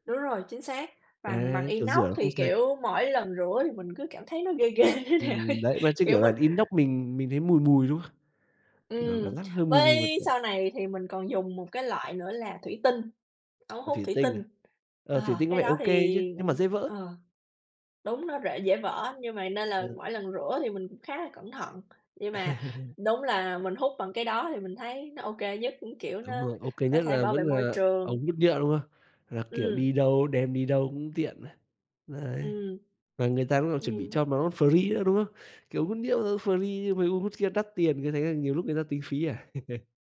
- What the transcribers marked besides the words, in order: laughing while speaking: "ghê thế nào ấy"; tapping; laugh; laugh
- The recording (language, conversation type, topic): Vietnamese, unstructured, Chúng ta nên làm gì để giảm rác thải nhựa hằng ngày?